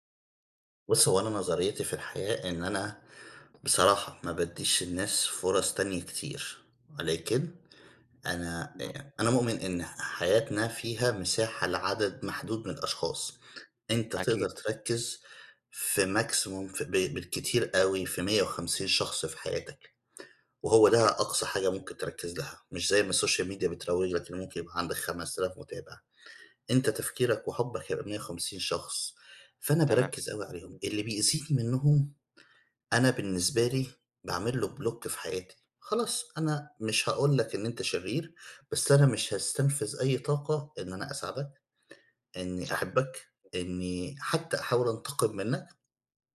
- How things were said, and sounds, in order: unintelligible speech; in English: "maximum"; in English: "السوشيال ميديا"; tapping; in English: "block"
- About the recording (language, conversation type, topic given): Arabic, unstructured, هل تقدر تسامح حد آذاك جامد؟
- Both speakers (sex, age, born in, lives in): male, 25-29, United Arab Emirates, Egypt; male, 40-44, Egypt, United States